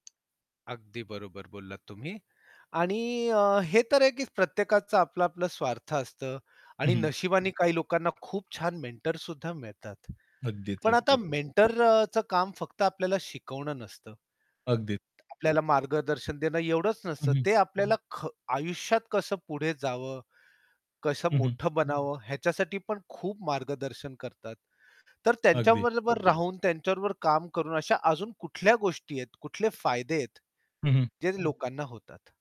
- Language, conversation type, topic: Marathi, podcast, दीर्घकालीन करिअर योजना बनवण्यात मार्गदर्शक कसा हातभार लावतो?
- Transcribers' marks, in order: tapping; static; in English: "मेंटर"; in English: "मेंटर"; distorted speech; background speech